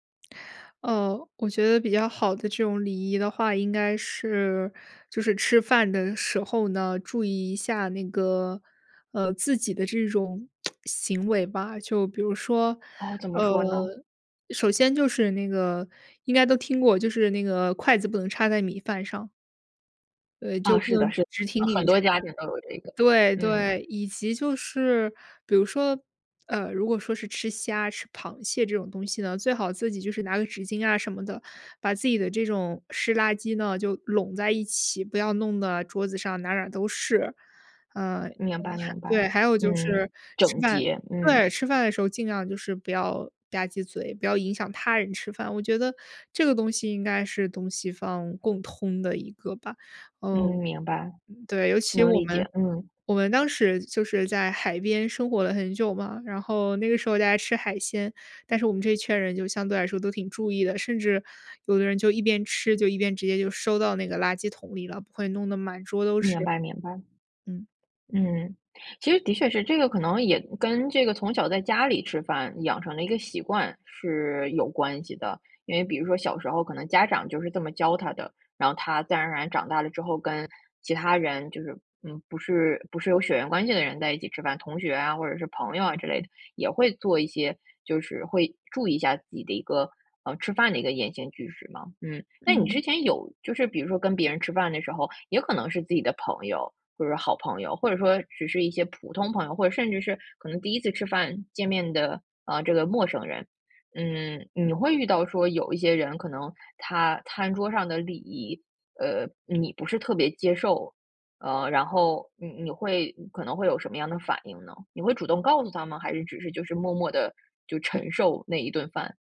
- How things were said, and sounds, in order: other background noise; lip smack; unintelligible speech; "承受" said as "陈受"
- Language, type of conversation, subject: Chinese, podcast, 你怎么看待大家一起做饭、一起吃饭时那种聚在一起的感觉？